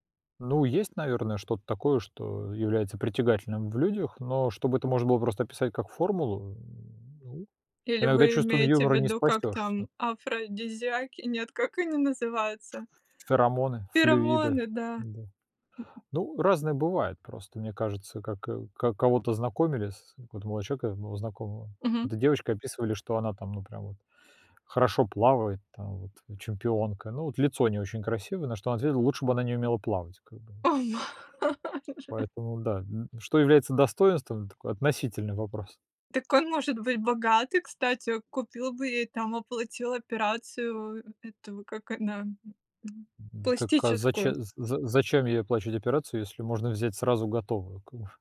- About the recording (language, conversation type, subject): Russian, unstructured, Как понять, что ты влюблён?
- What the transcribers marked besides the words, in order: other background noise; tapping; laugh